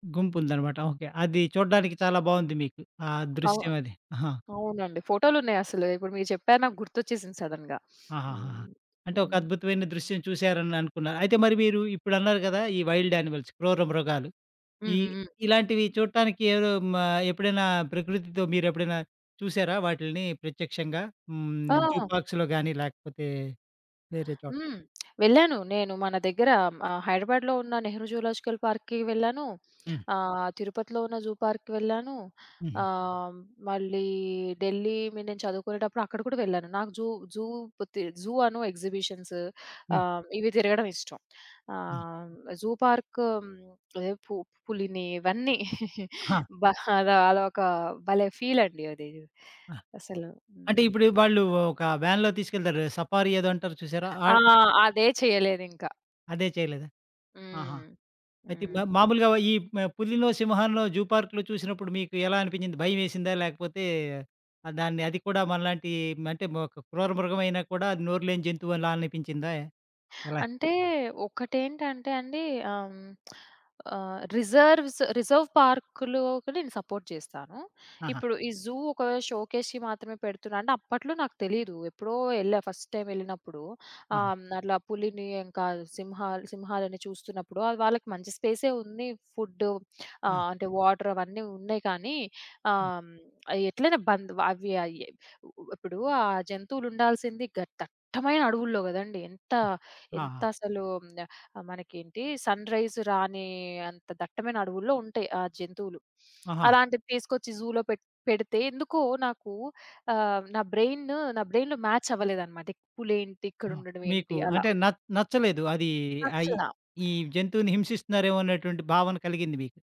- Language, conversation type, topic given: Telugu, podcast, ప్రకృతిలో ఉన్నప్పుడు శ్వాసపై దృష్టి పెట్టడానికి మీరు అనుసరించే ప్రత్యేకమైన విధానం ఏమైనా ఉందా?
- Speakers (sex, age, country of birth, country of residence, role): female, 25-29, India, India, guest; male, 50-54, India, India, host
- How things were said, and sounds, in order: in English: "సడెన్‌గా"; sniff; in English: "వైల్డ్ యానిమల్స్"; other background noise; in English: "జూపార్క్స్‌లో"; in English: "జూ పార్క్‌కి"; in English: "జూ జూ"; in English: "జూ"; in English: "జూ"; chuckle; in English: "వ్యాన్‌లో"; in English: "సఫారీ"; in English: "జూ పార్క్‌లో"; in English: "రిజర్వ్స్, రిజర్వ్ పార్క్‌లోకి"; in English: "సపోర్ట్"; in English: "జూ"; in English: "షోకేస్‌కి"; in English: "ఫస్ట్ టైమ్"; in English: "వాటర్"; in English: "సన్‌రైజ్"; in English: "జూలో"; in English: "బ్రెయిన్‌లో మ్యాచ్"